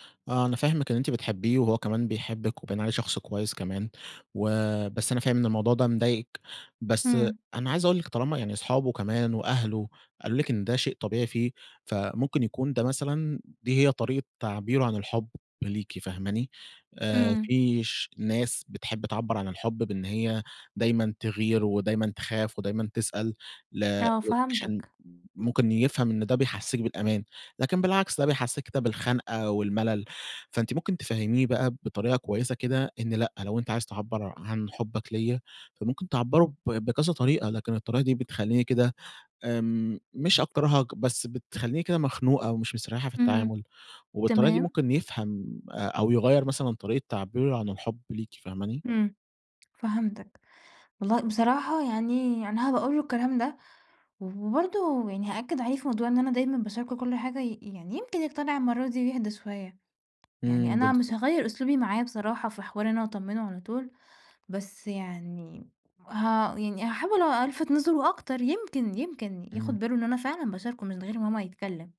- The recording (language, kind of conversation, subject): Arabic, advice, ازاي الغيرة الزيادة أثرت على علاقتك؟
- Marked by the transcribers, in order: other background noise; tapping